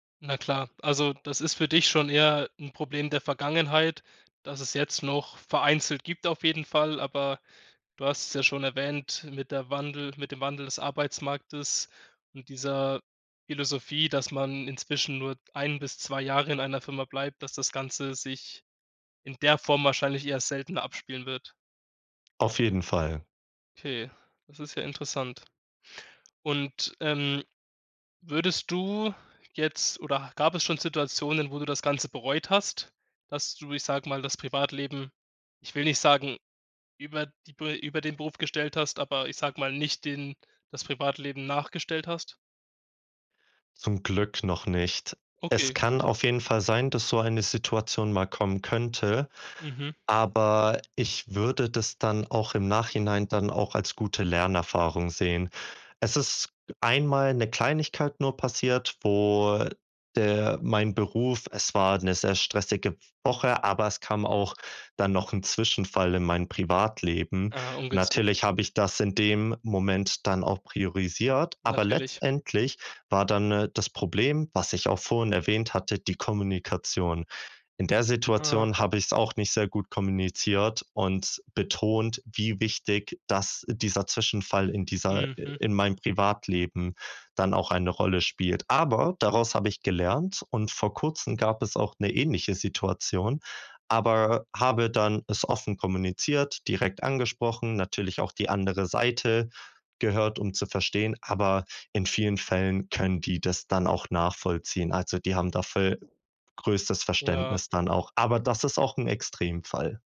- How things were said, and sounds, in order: stressed: "der Form"; stressed: "Aber"
- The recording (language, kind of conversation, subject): German, podcast, Wie entscheidest du zwischen Beruf und Privatleben?